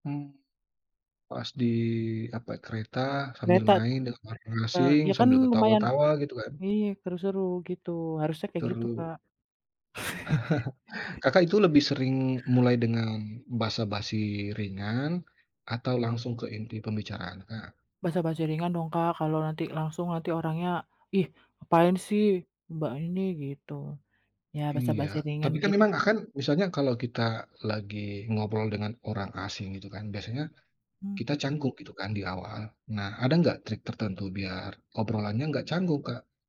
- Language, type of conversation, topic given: Indonesian, podcast, Bagaimana biasanya kamu memulai obrolan dengan orang yang baru kamu kenal?
- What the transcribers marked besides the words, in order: tapping; chuckle; other background noise; "ngapain" said as "apain"